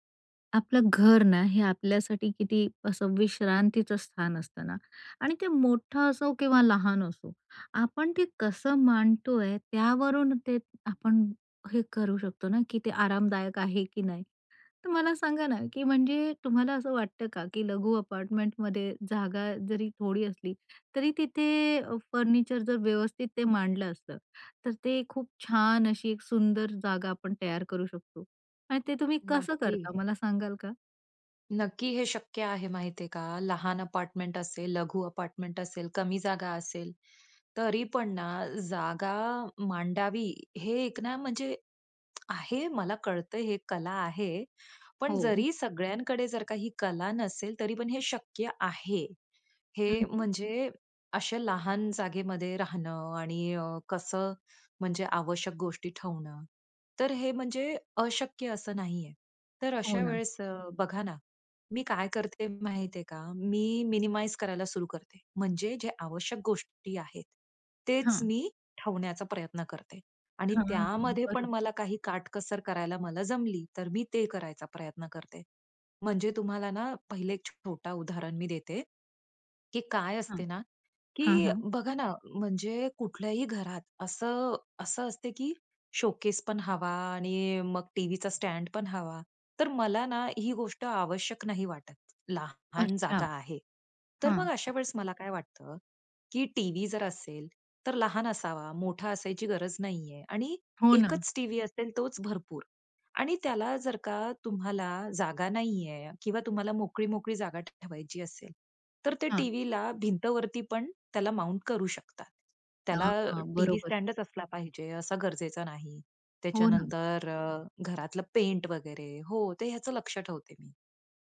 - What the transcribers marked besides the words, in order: in English: "मिनिमाइज"; in English: "माउंट"
- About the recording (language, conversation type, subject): Marathi, podcast, छोट्या सदनिकेत जागेची मांडणी कशी करावी?